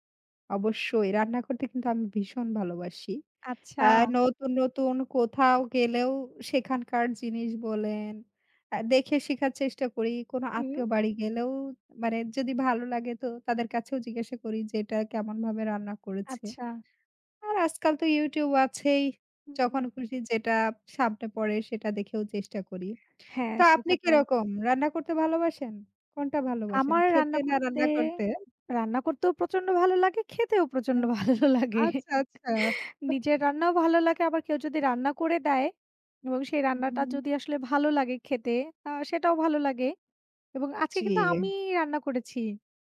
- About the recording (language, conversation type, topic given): Bengali, unstructured, আপনার প্রিয় রান্নার স্মৃতি কী?
- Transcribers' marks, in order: other background noise; tapping; other noise; laughing while speaking: "ভালো লাগে"